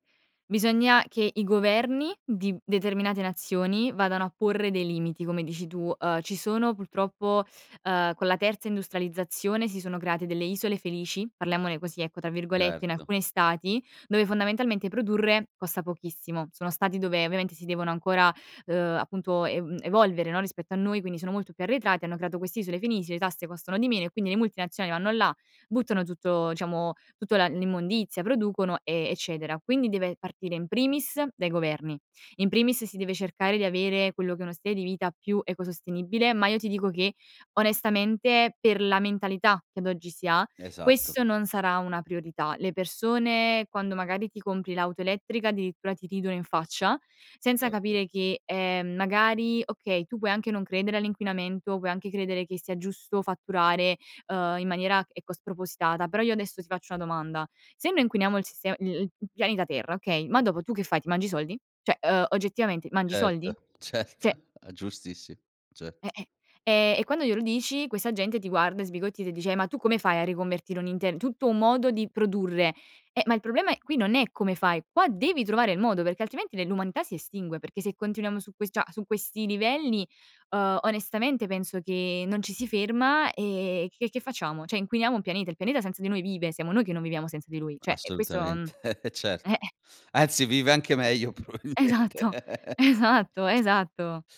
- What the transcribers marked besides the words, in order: "felici" said as "fenisi"; "Cioè" said as "ceh"; laughing while speaking: "certo"; "Cioè" said as "ceh"; "cioè" said as "ceh"; "cioè" said as "ceh"; laughing while speaking: "Assolutamente"; "cioè" said as "che"; laughing while speaking: "Esatto"; laughing while speaking: "probabilmente"; laugh; other background noise
- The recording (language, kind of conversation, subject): Italian, podcast, Quali piccoli gesti fai davvero per ridurre i rifiuti?